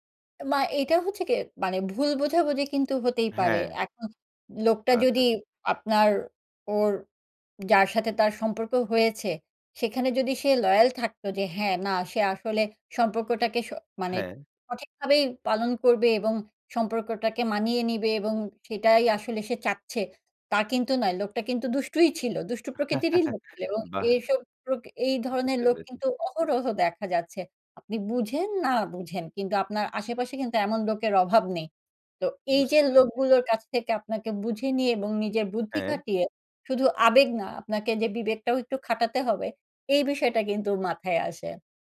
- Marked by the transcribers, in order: tapping; chuckle
- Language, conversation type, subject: Bengali, podcast, বল তো, কোন সিনেমা তোমাকে সবচেয়ে গভীরভাবে ছুঁয়েছে?